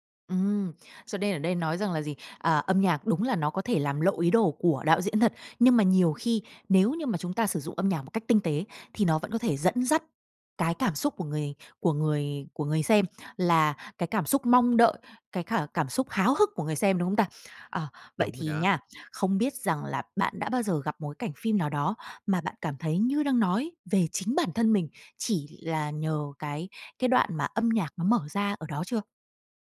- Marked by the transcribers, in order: "nên" said as "đên"
- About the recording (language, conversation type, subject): Vietnamese, podcast, Âm nhạc thay đổi cảm xúc của một bộ phim như thế nào, theo bạn?